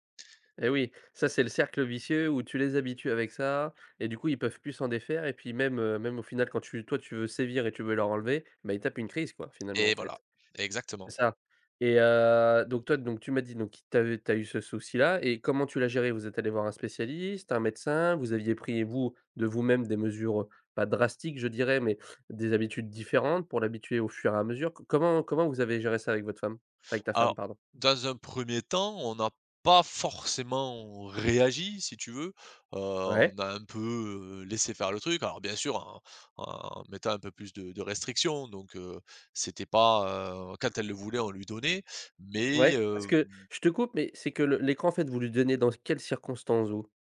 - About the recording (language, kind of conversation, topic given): French, podcast, Comment gères-tu le temps d’écran en famille ?
- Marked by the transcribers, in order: other background noise; stressed: "pas"; stressed: "réagi"